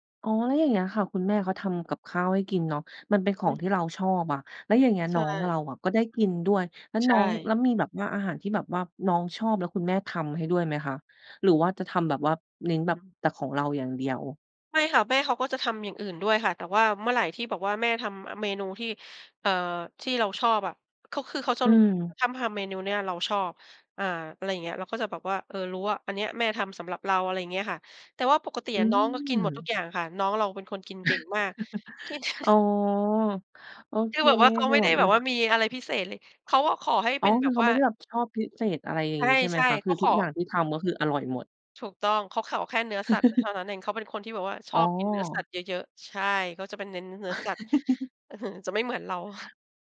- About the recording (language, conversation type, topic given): Thai, podcast, เล่าความทรงจำเล็กๆ ในบ้านที่ทำให้คุณยิ้มได้หน่อย?
- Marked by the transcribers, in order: chuckle; laughing while speaking: "กิน"; laugh; chuckle